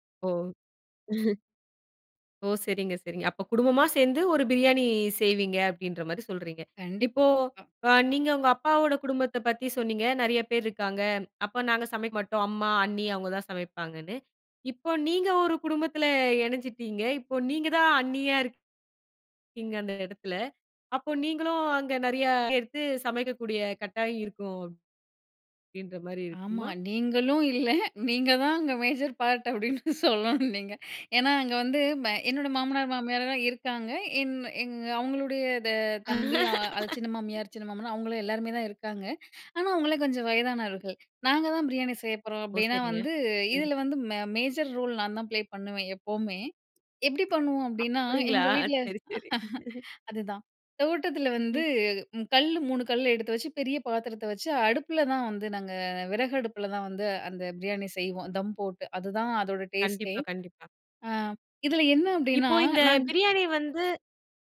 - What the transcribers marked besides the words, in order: chuckle; laughing while speaking: "நீங்களும் இல்ல நீங்க தான் அங்கே மேஜர் பார்ட் அப்படின்னு சொல்லணும் நீங்க"; in English: "மேஜர் பார்ட்"; other background noise; laugh; in English: "மேஜர் ரோல்"; laughing while speaking: "சரி சரி"; laugh; chuckle
- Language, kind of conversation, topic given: Tamil, podcast, குடும்பம் முழுவதும் சேர்ந்து சமையல் செய்வது பற்றிய உங்கள் அனுபவம் என்ன?
- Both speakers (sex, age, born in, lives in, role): female, 25-29, India, India, host; female, 30-34, India, India, guest